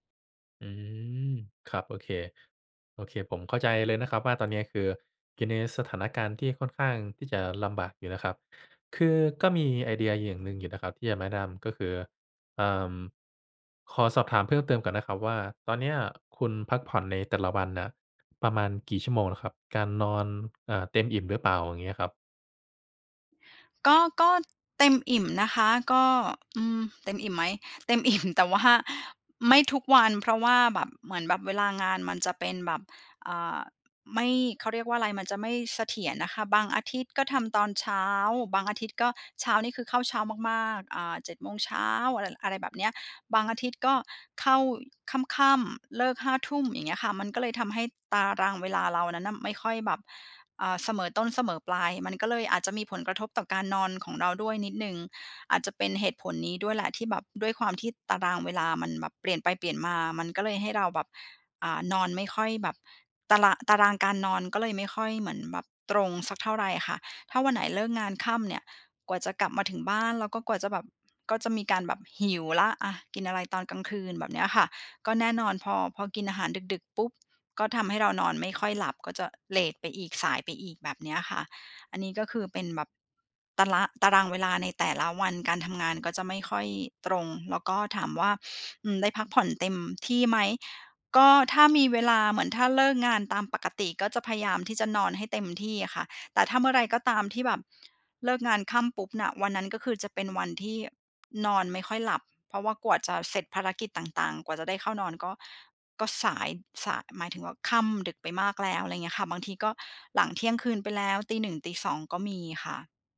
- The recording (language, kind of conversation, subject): Thai, advice, หลังจากภาวะหมดไฟ ฉันรู้สึกหมดแรงและกลัวว่าจะกลับไปทำงานเต็มเวลาไม่ได้ ควรทำอย่างไร?
- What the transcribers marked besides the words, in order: other background noise; laughing while speaking: "อิ่ม แต่ว่า"